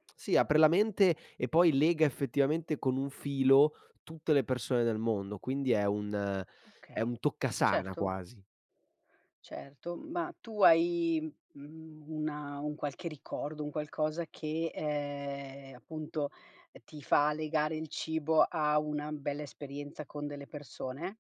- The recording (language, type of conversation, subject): Italian, podcast, In che modo il cibo riesce a unire le persone?
- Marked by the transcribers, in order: none